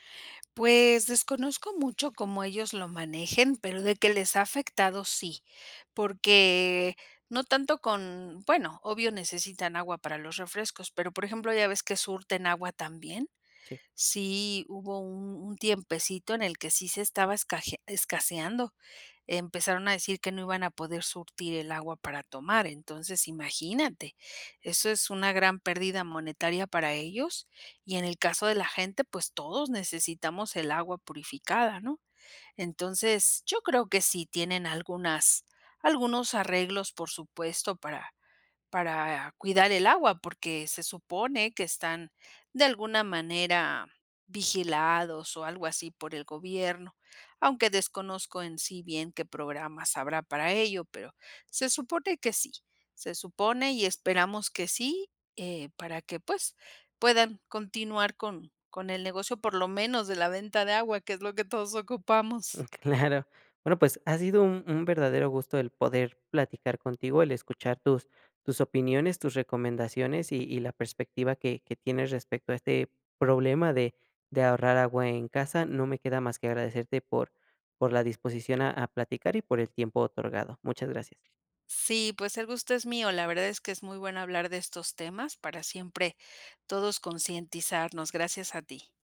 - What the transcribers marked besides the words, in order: laughing while speaking: "todos ocupamos"; other background noise
- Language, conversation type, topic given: Spanish, podcast, ¿Qué consejos darías para ahorrar agua en casa?